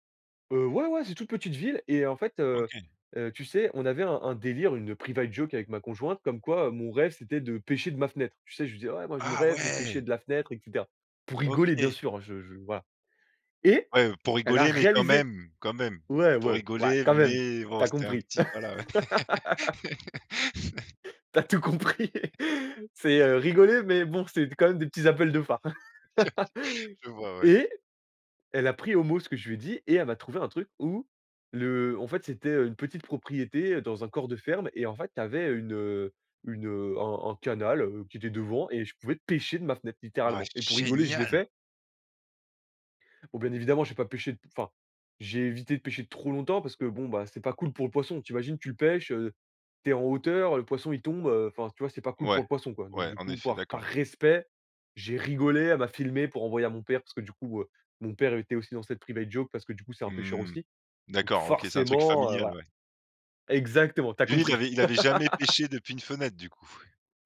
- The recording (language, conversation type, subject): French, podcast, Peux-tu raconter une rencontre qui t’a appris quelque chose d’important ?
- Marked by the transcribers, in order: in English: "private joke"; stressed: "réalisé"; laugh; laughing while speaking: "compris !"; laugh; laugh; laughing while speaking: "Je"; stressed: "pêcher"; stressed: "génial"; in English: "private joke"; laugh